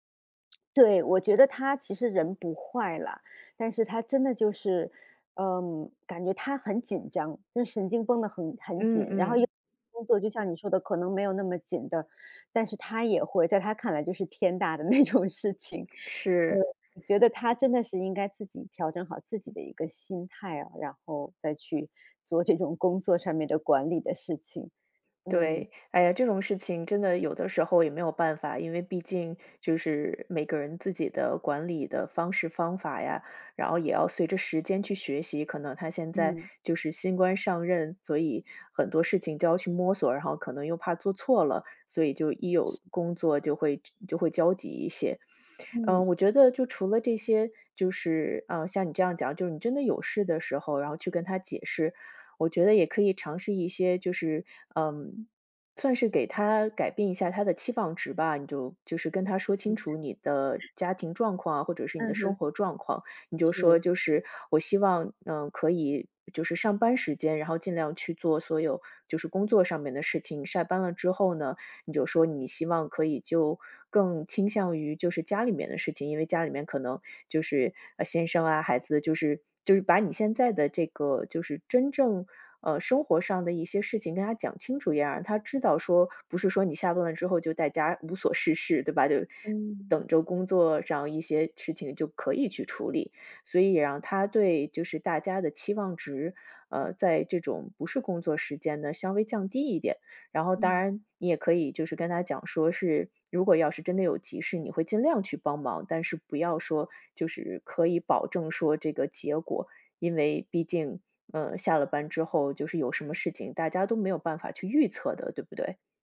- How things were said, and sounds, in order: other background noise; laughing while speaking: "天大的那种事情"; other noise
- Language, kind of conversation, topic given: Chinese, advice, 我该如何在与同事或上司相处时设立界限，避免总是接手额外任务？